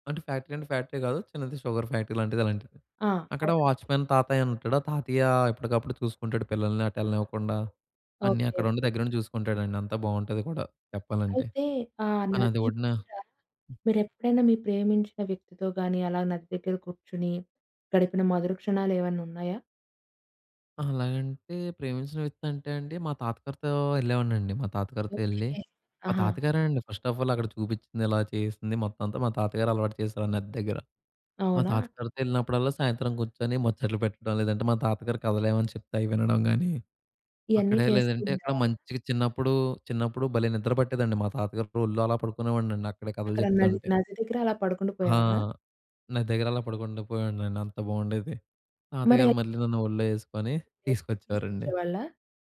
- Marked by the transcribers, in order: in English: "ఫ్యాక్టరీ"; in English: "ఫ్యాక్టరీ"; in English: "షుగర్ ఫ్యాక్టరీ"; in English: "వాచ్‌మెన్"; in English: "ఫస్ట్ ఆఫ్ ఆల్"
- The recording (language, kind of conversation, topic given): Telugu, podcast, నది ఒడ్డున నిలిచినప్పుడు మీకు గుర్తొచ్చిన ప్రత్యేక క్షణం ఏది?